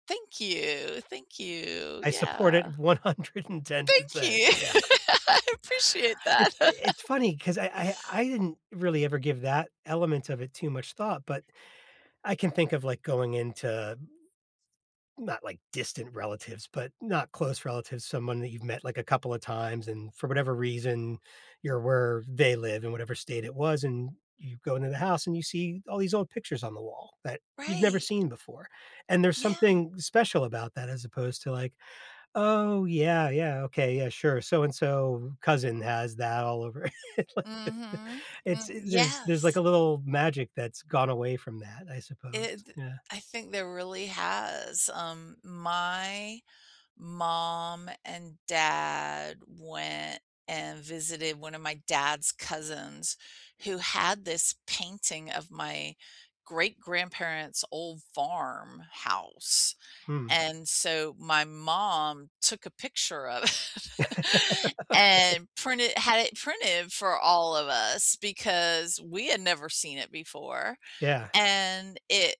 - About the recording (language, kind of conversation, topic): English, unstructured, How do you decide whether to share your travel plans publicly or keep them private?
- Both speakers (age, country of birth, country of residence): 45-49, United States, United States; 55-59, United States, United States
- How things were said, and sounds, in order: laughing while speaking: "one hundred and ten percent, yeah"; laughing while speaking: "you"; laugh; chuckle; other background noise; other noise; laugh; laughing while speaking: "It like there"; drawn out: "my mom and dad went"; chuckle; laugh; unintelligible speech; tapping